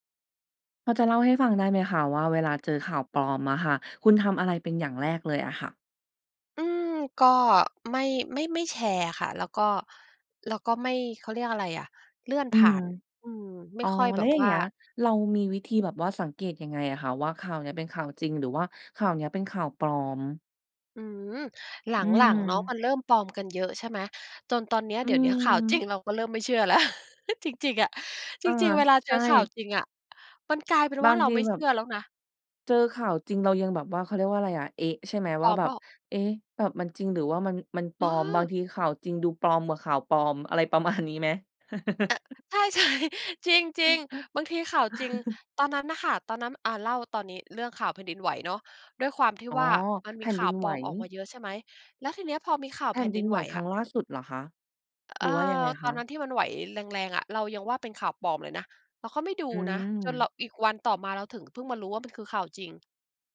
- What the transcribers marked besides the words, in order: laughing while speaking: "แล้ว"; chuckle; chuckle; laughing while speaking: "ใช่ ๆ"; chuckle
- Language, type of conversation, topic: Thai, podcast, เวลาเจอข่าวปลอม คุณทำอะไรเป็นอย่างแรก?